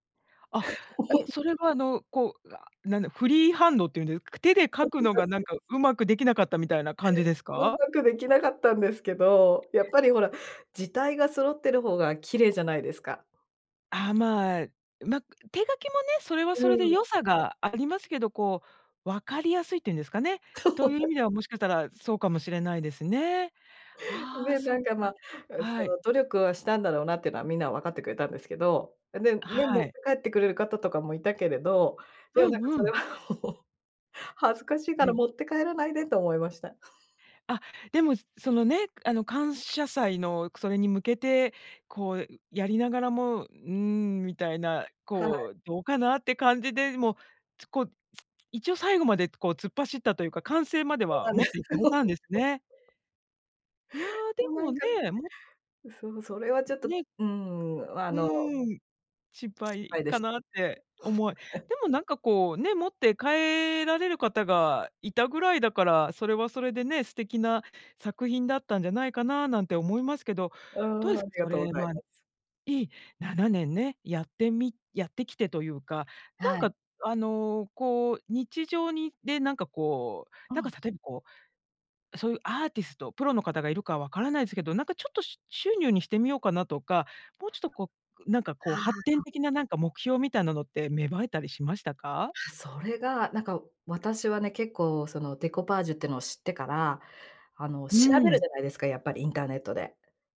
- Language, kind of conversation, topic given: Japanese, podcast, あなたの一番好きな創作系の趣味は何ですか？
- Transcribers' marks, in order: laugh; laughing while speaking: "そうなんです"; unintelligible speech; laughing while speaking: "うんまくできなかったんですけど、やっぱり、ほら"; laughing while speaking: "そうなん"; laugh; laughing while speaking: "ほ 恥ずかしいから"; unintelligible speech; laughing while speaking: "そうなんですよ。もうなんか"; laughing while speaking: "はい"